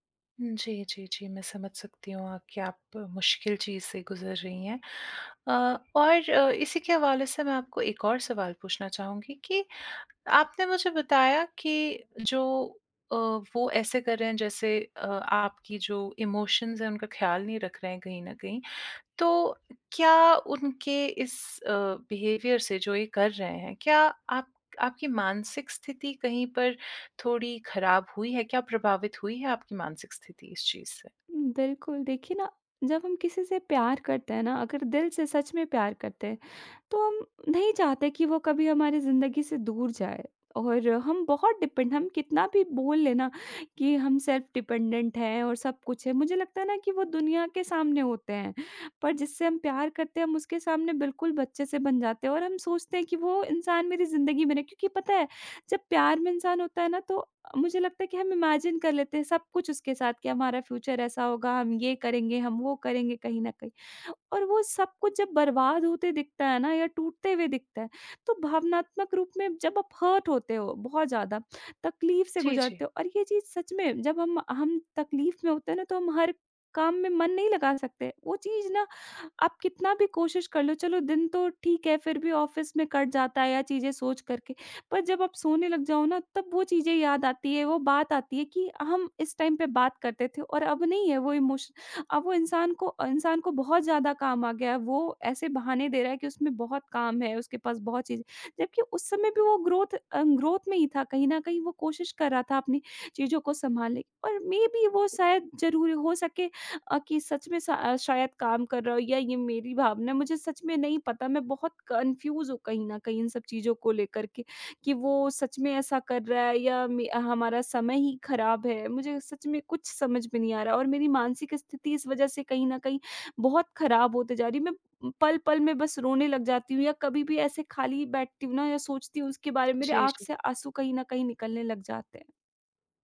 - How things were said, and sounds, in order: tapping; in English: "इमोशंस"; in English: "बिहेवियर"; in English: "डिपेंड"; in English: "सेल्फ़ डिपेंडेंट"; in English: "इमेजिन"; in English: "फ्यूचर"; in English: "हर्ट"; in English: "ऑफ़िस"; in English: "टाइम"; in English: "इमोशन"; in English: "ग्रोथ"; in English: "ग्रोथ"; in English: "मेबी"; other background noise; in English: "कन्फ्यूज"
- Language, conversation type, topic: Hindi, advice, साथी की भावनात्मक अनुपस्थिति या दूरी से होने वाली पीड़ा